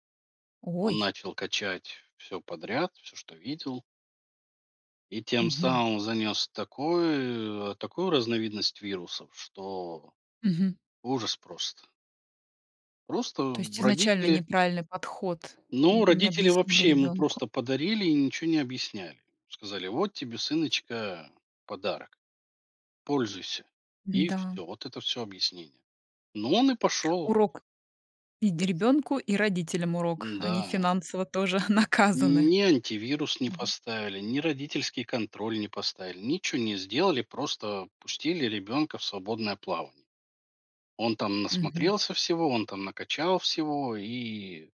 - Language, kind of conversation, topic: Russian, podcast, Нужно ли подросткам иметь смартфон?
- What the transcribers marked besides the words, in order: other background noise; laughing while speaking: "тоже наказаны"; tapping